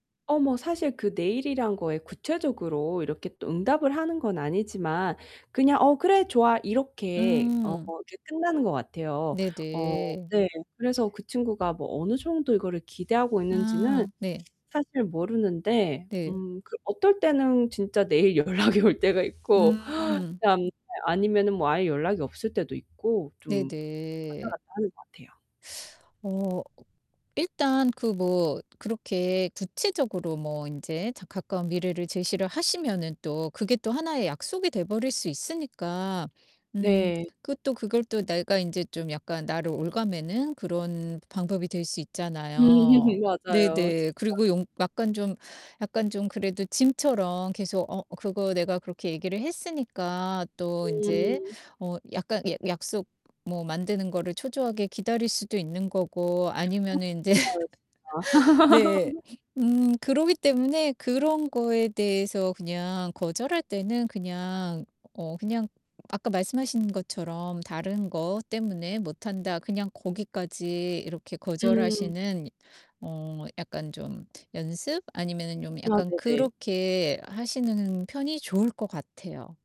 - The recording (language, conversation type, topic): Korean, advice, 타인의 기대에 맞추느라 내 시간이 사라졌던 경험을 설명해 주실 수 있나요?
- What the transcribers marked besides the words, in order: distorted speech; static; laughing while speaking: "연락이 올 때가 있고"; laughing while speaking: "음"; tapping; laugh; laughing while speaking: "인제"; laugh